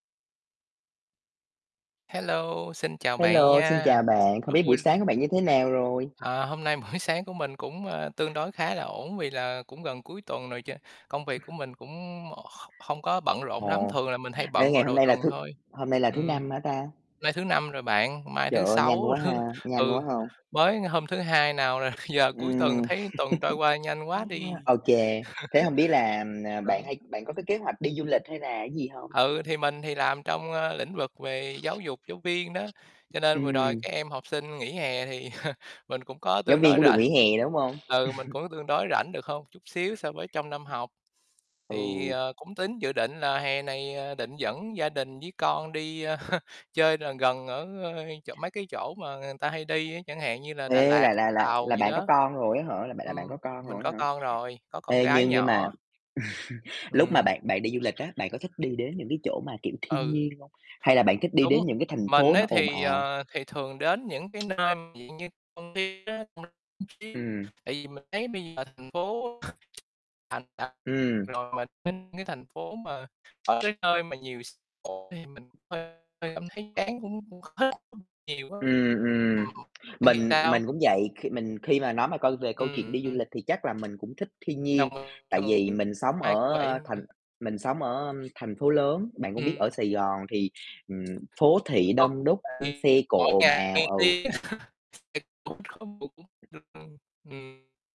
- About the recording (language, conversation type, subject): Vietnamese, unstructured, Bạn đã từng đi đâu để tận hưởng thiên nhiên xanh mát?
- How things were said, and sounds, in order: other background noise; laughing while speaking: "buổi"; tapping; chuckle; static; chuckle; background speech; laughing while speaking: "rồi bây"; chuckle; "cái" said as "ý"; chuckle; chuckle; mechanical hum; chuckle; chuckle; distorted speech; unintelligible speech; unintelligible speech; unintelligible speech; chuckle; unintelligible speech